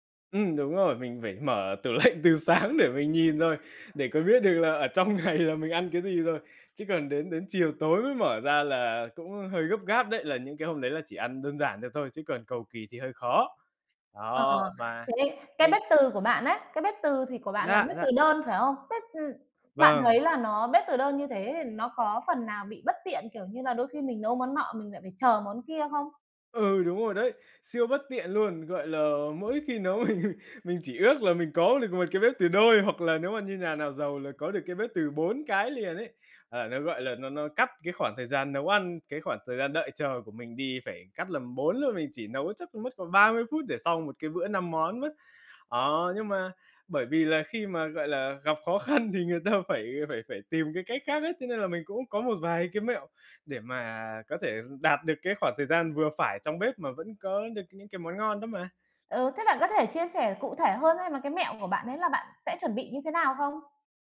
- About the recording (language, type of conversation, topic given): Vietnamese, podcast, Bạn có những mẹo nào để tiết kiệm thời gian khi nấu nướng trong bếp không?
- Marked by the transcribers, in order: laughing while speaking: "lạnh"; laughing while speaking: "sáng"; tapping; other background noise; laughing while speaking: "ngày"; laughing while speaking: "mình"; laughing while speaking: "khăn"